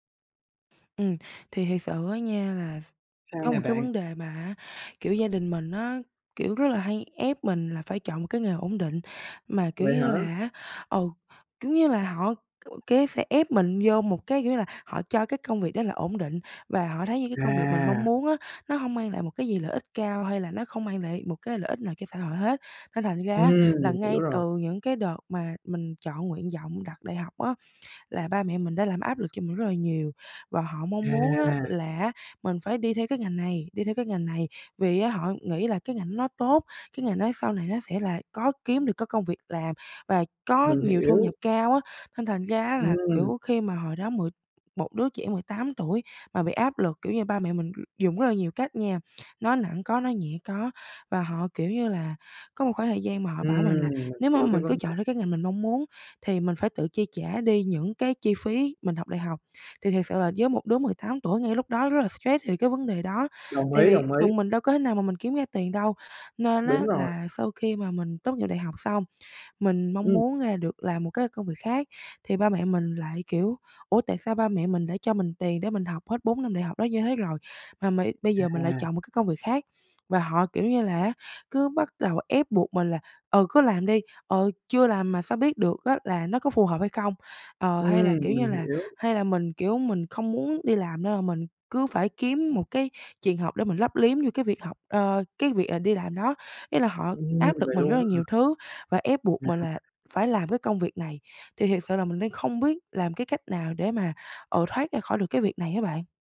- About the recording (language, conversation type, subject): Vietnamese, advice, Làm sao để đối mặt với áp lực từ gia đình khi họ muốn tôi chọn nghề ổn định và thu nhập cao?
- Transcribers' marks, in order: tapping; other background noise; other noise; "trường" said as "chiền"; unintelligible speech